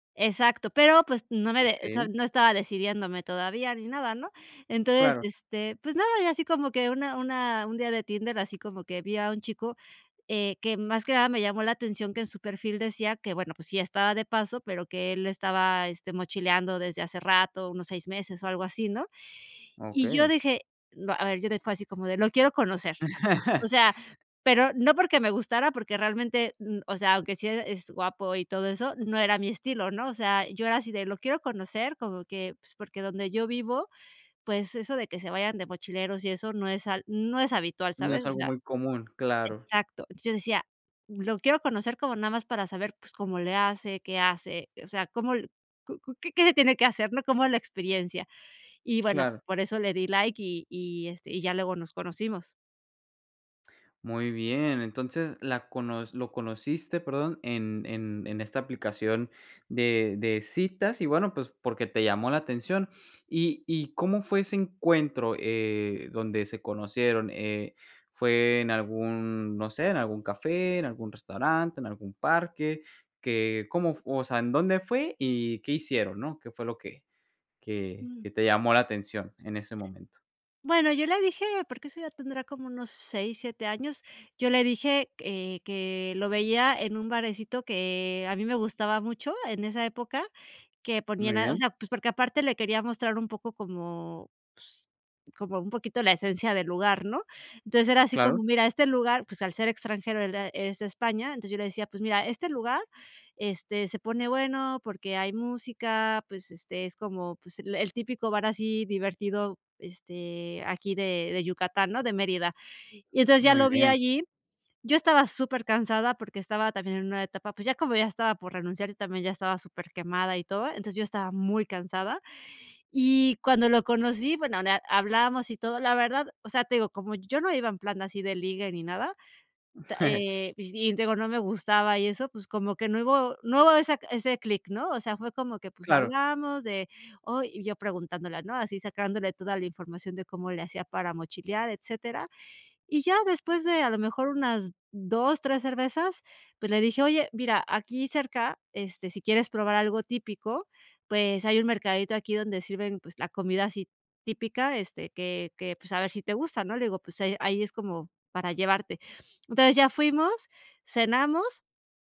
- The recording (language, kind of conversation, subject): Spanish, podcast, ¿Has conocido a alguien por casualidad que haya cambiado tu vida?
- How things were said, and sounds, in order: other background noise; laugh; chuckle